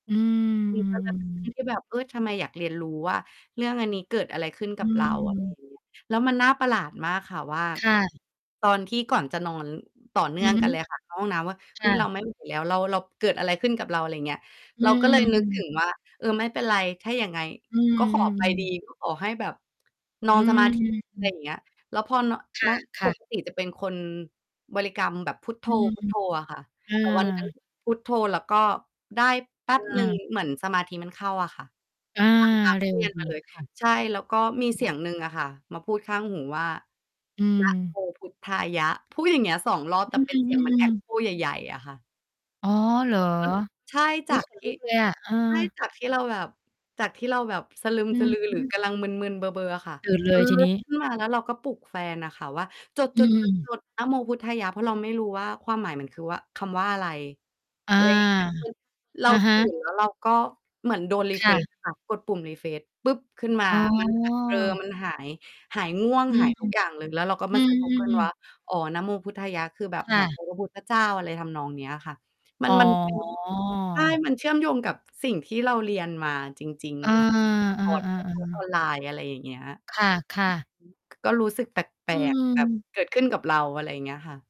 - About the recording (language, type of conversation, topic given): Thai, unstructured, คุณเคยมีประสบการณ์การเรียนรู้ที่ทำให้รู้สึกทึ่งหรือประหลาดใจไหม?
- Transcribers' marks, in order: static; distorted speech; in English: "รีเควก"; "refresh" said as "รีเควก"; in English: "refresh"; drawn out: "อ๋อ"